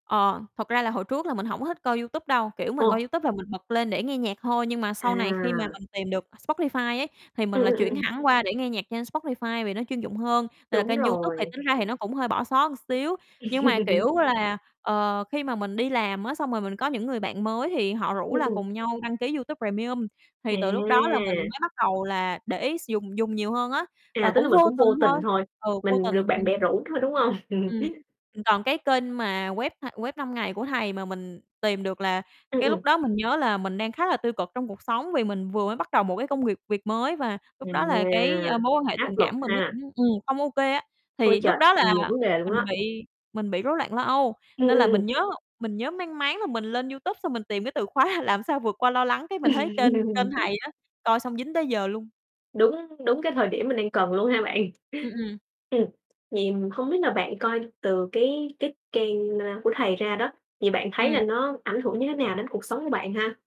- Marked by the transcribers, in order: other background noise; distorted speech; laugh; unintelligible speech; drawn out: "À!"; static; laugh; laughing while speaking: "khóa"; laugh; laughing while speaking: "bạn?"; tapping
- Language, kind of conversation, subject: Vietnamese, podcast, Bạn có kênh YouTube hoặc người phát trực tiếp nào ưa thích không, và vì sao?